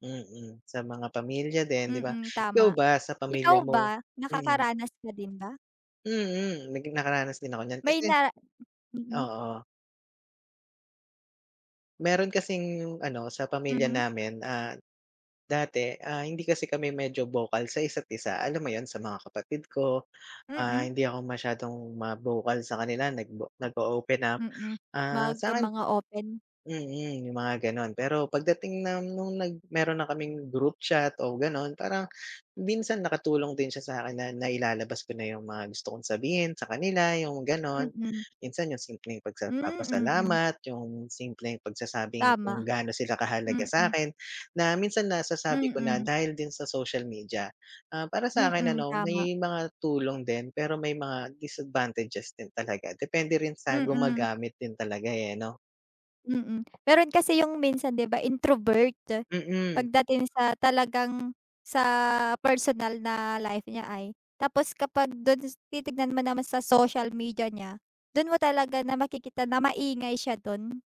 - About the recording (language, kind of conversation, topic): Filipino, unstructured, Ano ang masasabi mo tungkol sa pagkawala ng personal na ugnayan dahil sa teknolohiya?
- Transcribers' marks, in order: tapping; other background noise; in English: "introvert"